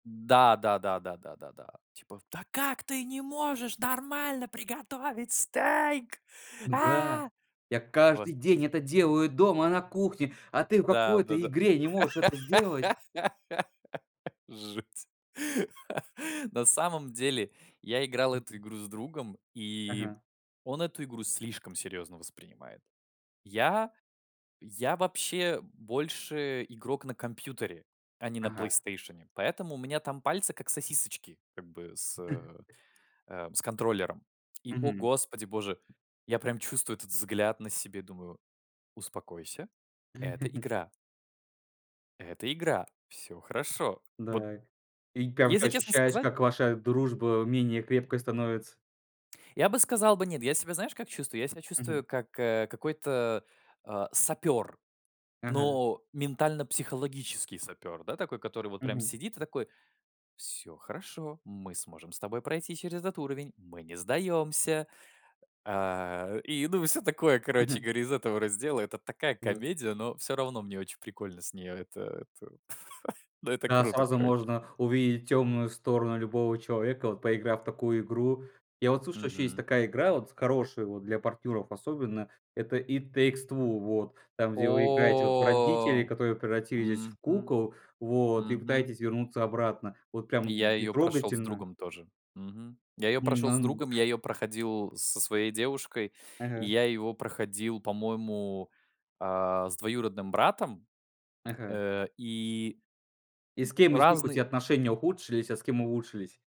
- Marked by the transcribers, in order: put-on voice: "Да как ты не можешь нормально приготовить стейк, а!"; put-on voice: "Я каждый день это делаю … можешь это сделать!"; laugh; laughing while speaking: "Жуть"; chuckle; tapping; laugh; put-on voice: "Всё хорошо, мы сможем с … Мы не сдаемся"; chuckle; drawn out: "О!"; unintelligible speech; other background noise
- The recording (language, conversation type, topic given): Russian, podcast, Как совместные игры укрепляют отношения?